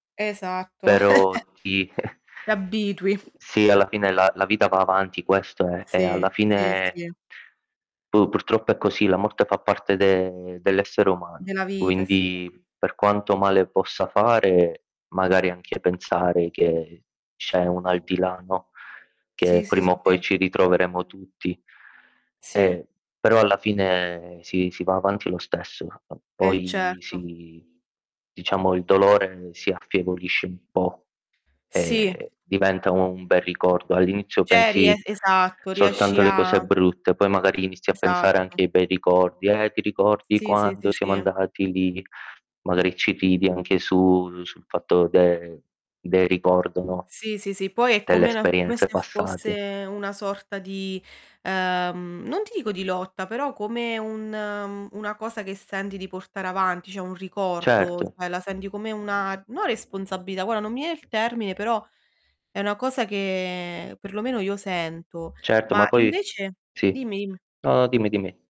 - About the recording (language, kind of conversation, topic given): Italian, unstructured, Quanto è importante parlare della morte con la famiglia?
- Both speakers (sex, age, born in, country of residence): female, 30-34, Italy, Italy; male, 25-29, Italy, Italy
- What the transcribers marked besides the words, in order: other background noise; chuckle; other noise; "abitui" said as "abbitui"; static; tapping; distorted speech; drawn out: "che"